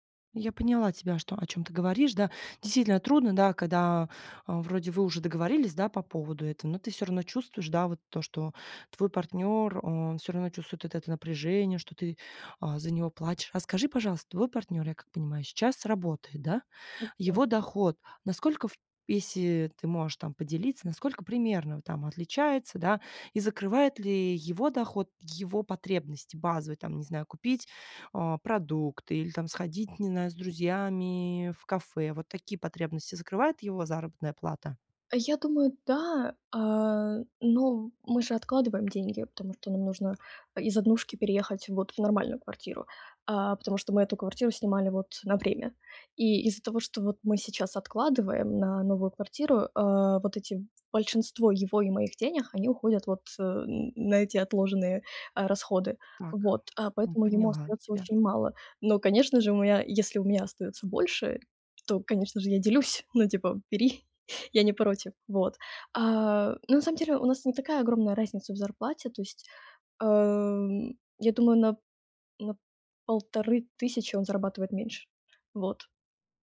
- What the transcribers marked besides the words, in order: tapping; other background noise; inhale
- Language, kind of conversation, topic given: Russian, advice, Как я могу поддержать партнёра в период финансовых трудностей и неопределённости?